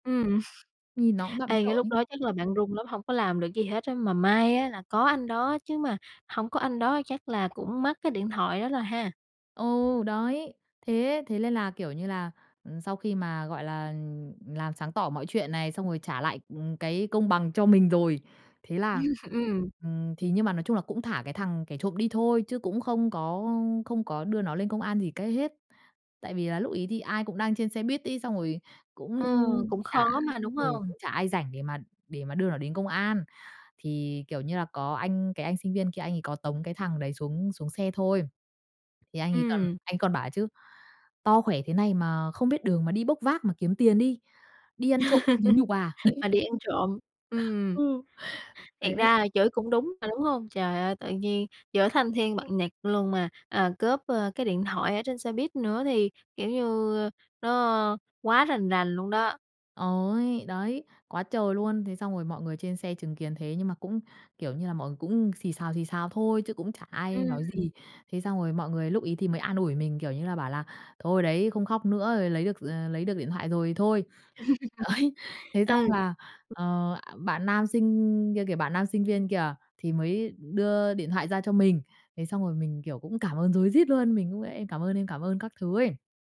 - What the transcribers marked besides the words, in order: chuckle; laugh; other background noise; background speech; laugh; laughing while speaking: "Ừ"; laugh; laughing while speaking: "Đấy"
- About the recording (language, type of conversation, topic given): Vietnamese, podcast, Bạn có thể kể về một lần ai đó giúp bạn và bài học bạn rút ra từ đó là gì?